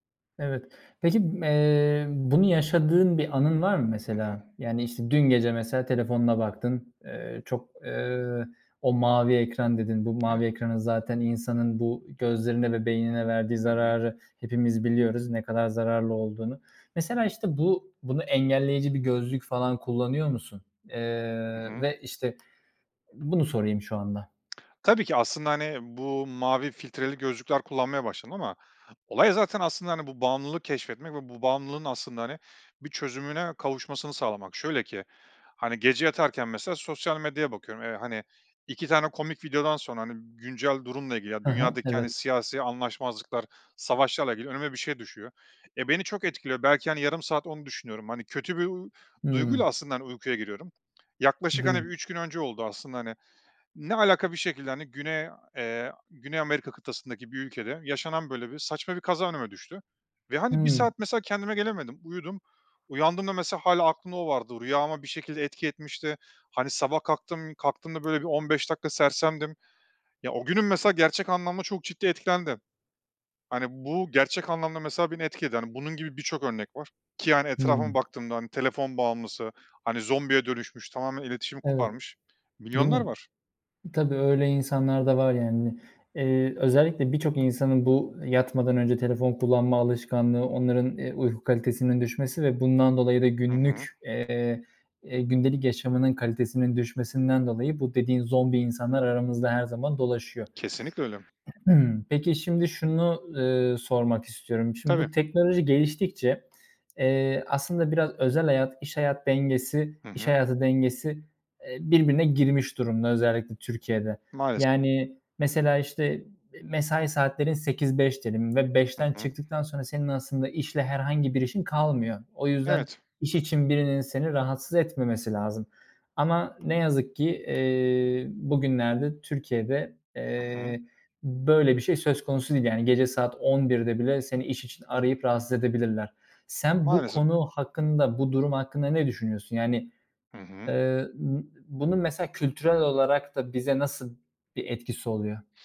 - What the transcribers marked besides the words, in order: lip smack; throat clearing
- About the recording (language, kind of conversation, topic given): Turkish, podcast, Teknoloji kullanımı dengemizi nasıl bozuyor?